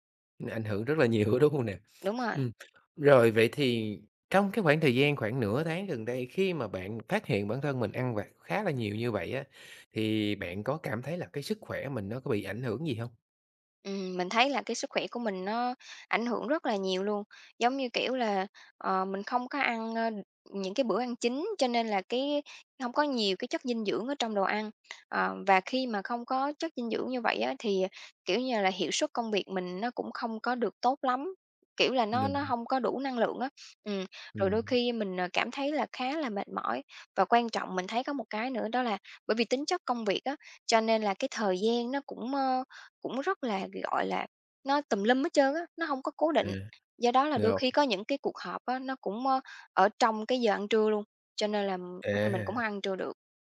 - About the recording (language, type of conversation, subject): Vietnamese, advice, Vì sao bạn thường thất bại trong việc giữ kỷ luật ăn uống lành mạnh?
- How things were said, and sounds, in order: laughing while speaking: "nhiều đó"